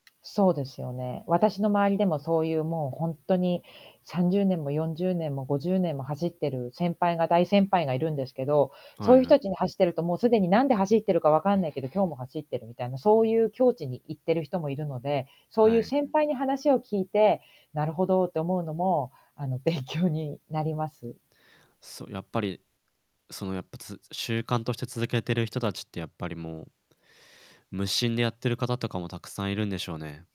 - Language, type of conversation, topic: Japanese, podcast, 運動習慣を続けるための秘訣は何ですか？
- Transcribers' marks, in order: other background noise; laughing while speaking: "勉強に"